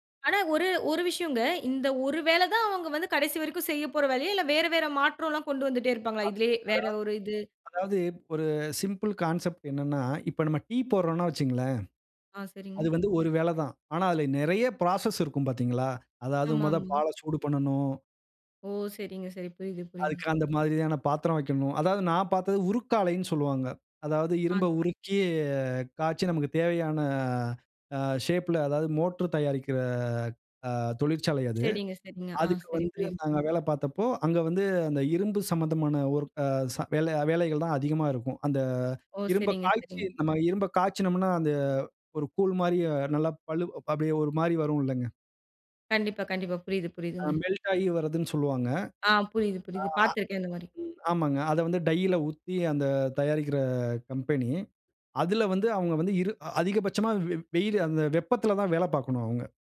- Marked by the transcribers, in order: in English: "சிம்பிள் கான்செப்ட்"; in English: "ப்ராசஸ்"; other background noise; drawn out: "உருக்கி"; drawn out: "தயாரிக்கிற"; background speech; in English: "மெல்ட்டாயி"; in English: "டைல"
- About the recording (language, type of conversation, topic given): Tamil, podcast, நீங்கள் பேசும் மொழியைப் புரிந்துகொள்ள முடியாத சூழலை எப்படிச் சமாளித்தீர்கள்?